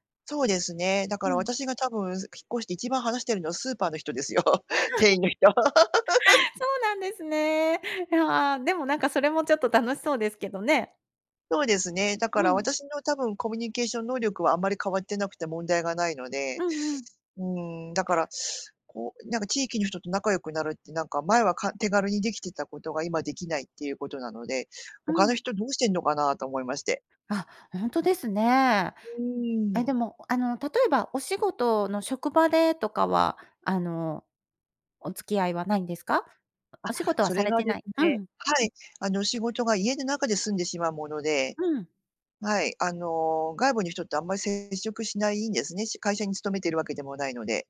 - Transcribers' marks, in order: laugh; laughing while speaking: "人ですよ、店員の人"; laugh
- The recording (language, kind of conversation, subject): Japanese, advice, 引っ越しで新しい環境に慣れられない不安